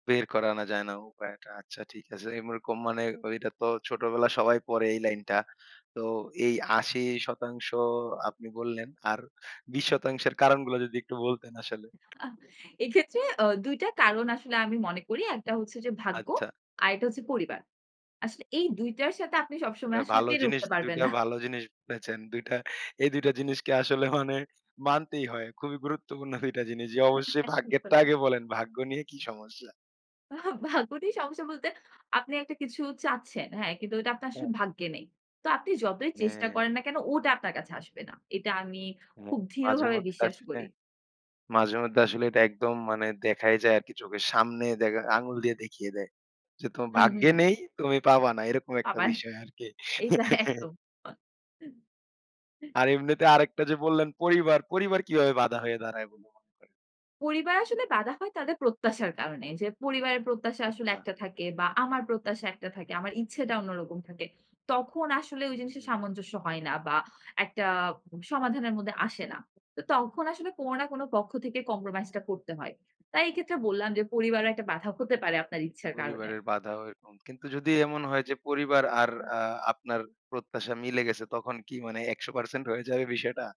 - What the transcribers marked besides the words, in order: other background noise; laughing while speaking: "না"; laughing while speaking: "মানে"; unintelligible speech; laughing while speaking: "আ ভাগ্য নিয়ে সমস্যা বলতে"; laughing while speaking: "আবার এইটা একদম"; chuckle; in English: "কম্প্রোমাইজ"
- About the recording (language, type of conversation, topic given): Bengali, podcast, পরিবারের প্রত্যাশার সঙ্গে নিজের ইচ্ছে কীভাবে সামঞ্জস্য করো?